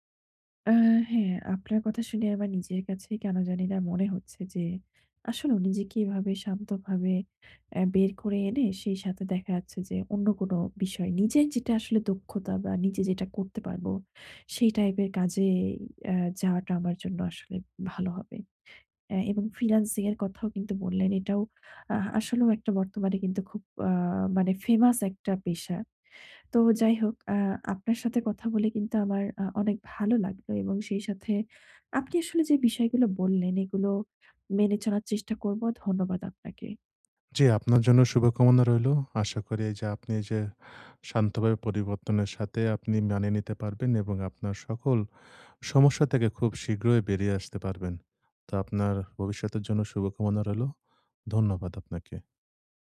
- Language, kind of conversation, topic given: Bengali, advice, মানসিক নমনীয়তা গড়ে তুলে আমি কীভাবে দ্রুত ও শান্তভাবে পরিবর্তনের সঙ্গে মানিয়ে নিতে পারি?
- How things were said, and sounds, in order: none